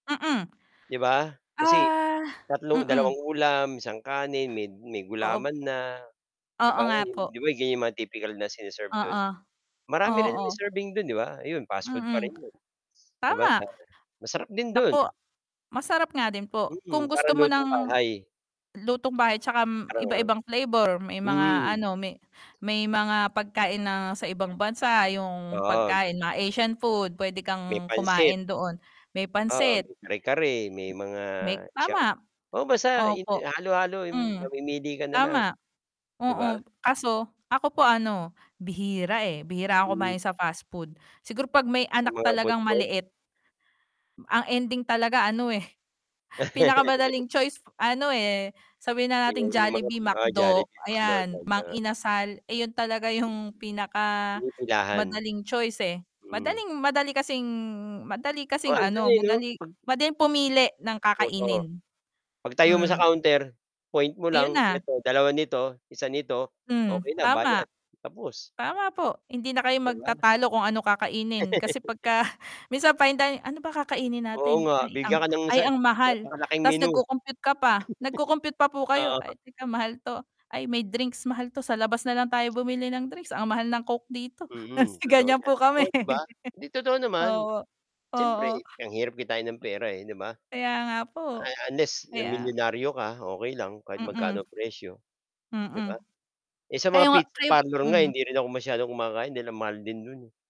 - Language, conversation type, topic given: Filipino, unstructured, Ano ang masasabi mo sa sobrang pagmahal ng pagkain sa mga mabilisang kainan?
- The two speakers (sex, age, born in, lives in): female, 35-39, Philippines, Finland; male, 50-54, Philippines, Philippines
- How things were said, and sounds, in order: mechanical hum; tapping; tongue click; other background noise; static; chuckle; laugh; scoff; distorted speech; chuckle; laughing while speaking: "Kasi ganyan po kami"; laugh